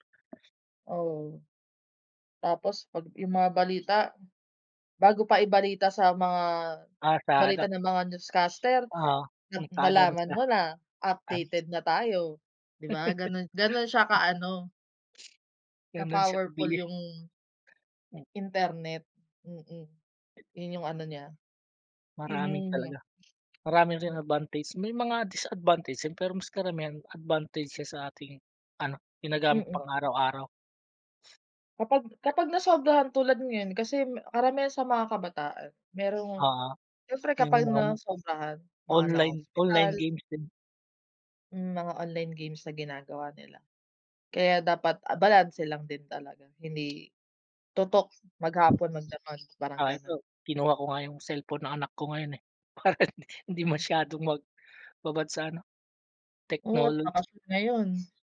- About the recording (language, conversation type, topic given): Filipino, unstructured, Alin ang mas pipiliin mo: walang internet o walang telebisyon?
- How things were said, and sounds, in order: bird; chuckle; laughing while speaking: "para hindi"